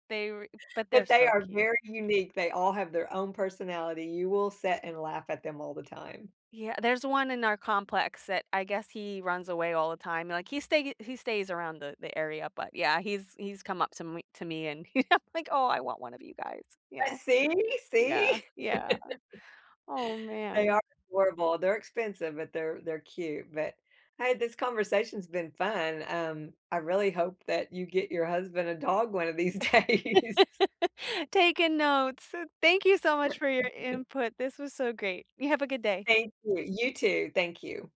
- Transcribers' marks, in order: laugh; laugh; laugh; laughing while speaking: "days"; laugh
- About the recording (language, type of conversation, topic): English, unstructured, Why do you think pets become part of the family?
- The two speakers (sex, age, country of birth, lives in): female, 30-34, United States, United States; female, 60-64, United States, United States